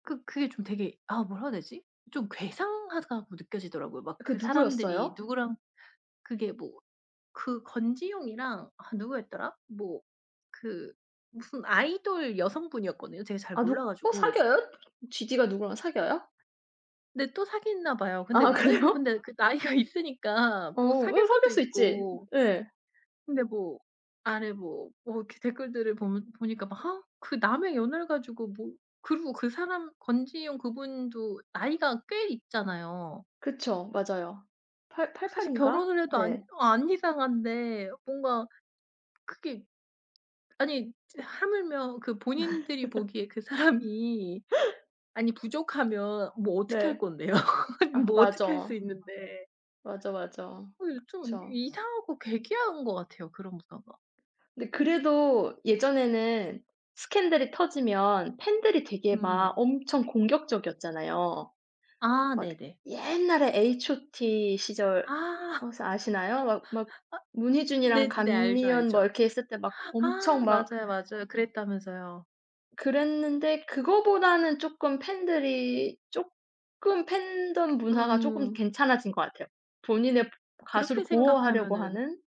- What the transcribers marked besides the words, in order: other background noise; laughing while speaking: "아 그래요?"; laughing while speaking: "나이가 있으니까"; laugh; laughing while speaking: "사람이"; laughing while speaking: "건데요?"; laugh
- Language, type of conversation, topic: Korean, unstructured, 연예계 스캔들이 대중에게 어떤 영향을 미치나요?
- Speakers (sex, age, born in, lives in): female, 35-39, South Korea, Germany; female, 35-39, South Korea, South Korea